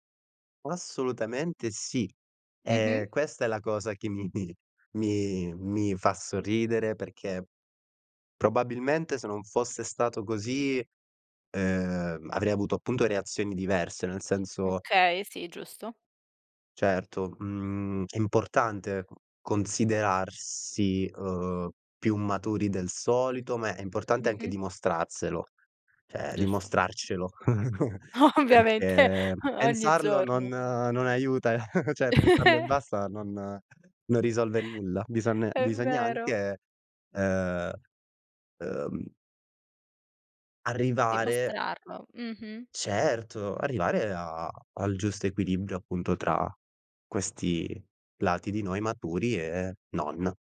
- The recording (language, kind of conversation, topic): Italian, podcast, Quali abitudini quotidiane scegli per migliorarti?
- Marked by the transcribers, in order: laughing while speaking: "O ovviamente, o ogni giorno"; chuckle; chuckle; "cioè" said as "ceh"; laugh; laughing while speaking: "È vero"